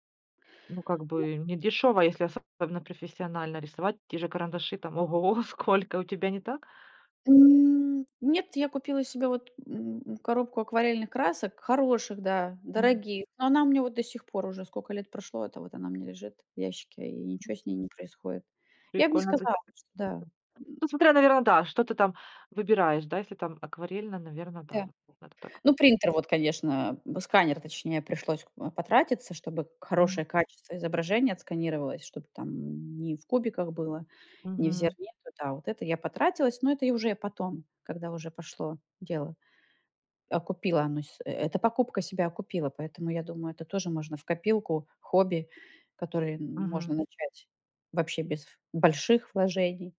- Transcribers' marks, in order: other background noise; drawn out: "М"; unintelligible speech; tapping; unintelligible speech
- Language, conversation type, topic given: Russian, podcast, Какие хобби можно начать без больших вложений?